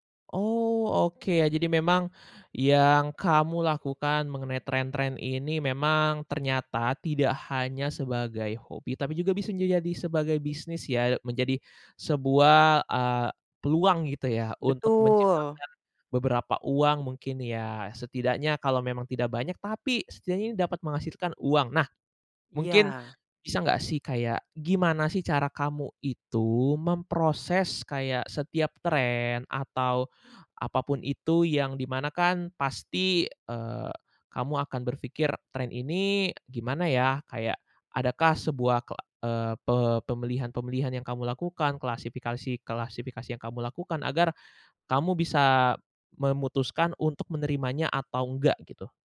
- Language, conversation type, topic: Indonesian, podcast, Bagaimana kamu menyeimbangkan tren dengan selera pribadi?
- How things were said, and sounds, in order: tapping